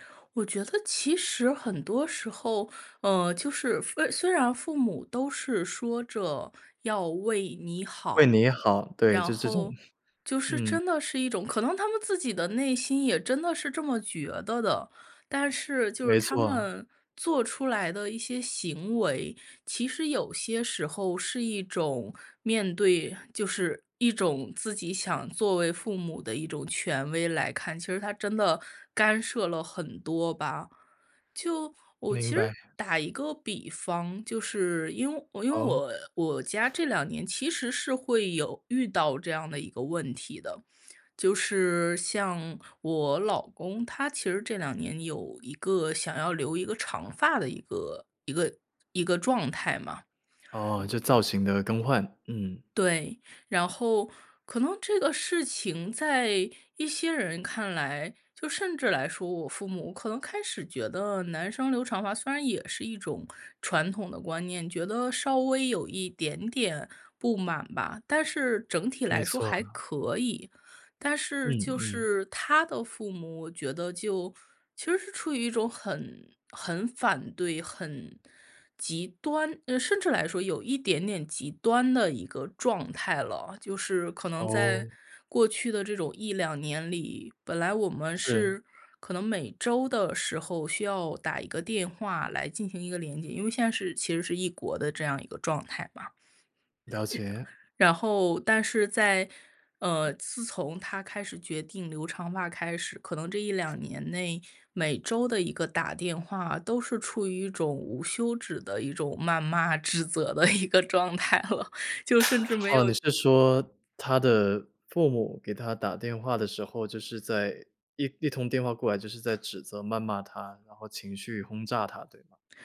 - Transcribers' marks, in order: chuckle; other background noise; tapping; laughing while speaking: "一个状态了"; other noise
- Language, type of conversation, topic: Chinese, podcast, 当被家人情绪勒索时你怎么办？